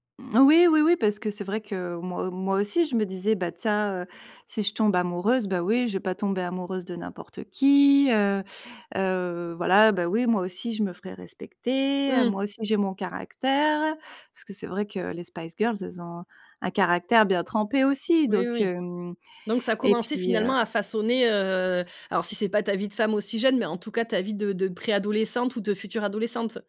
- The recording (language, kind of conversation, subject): French, podcast, Quelle chanson te rappelle ton enfance ?
- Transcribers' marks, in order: none